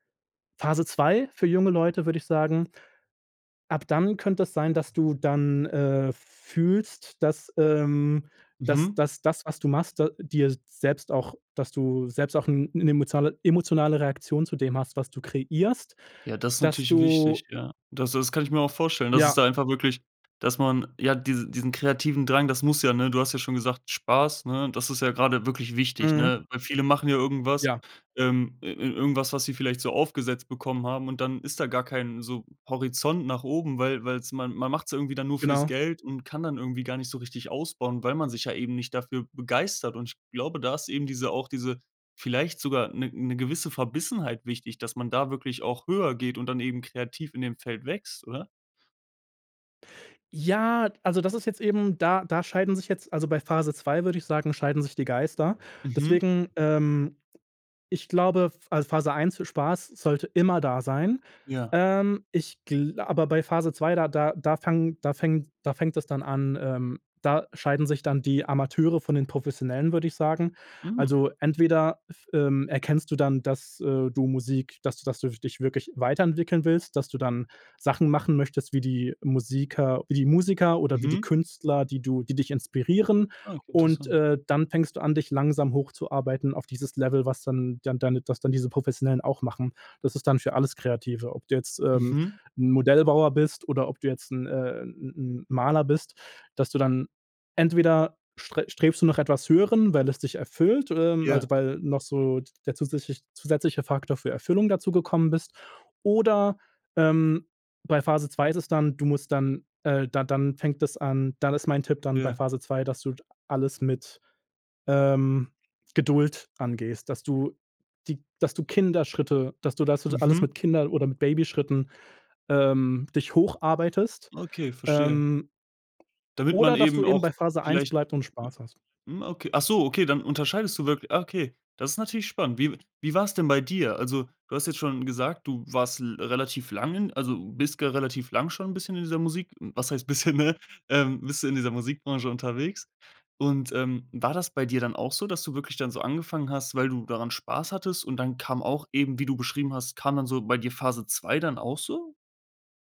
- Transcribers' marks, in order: other noise; other background noise; tapping
- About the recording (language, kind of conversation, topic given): German, podcast, Was würdest du jungen Leuten raten, die kreativ wachsen wollen?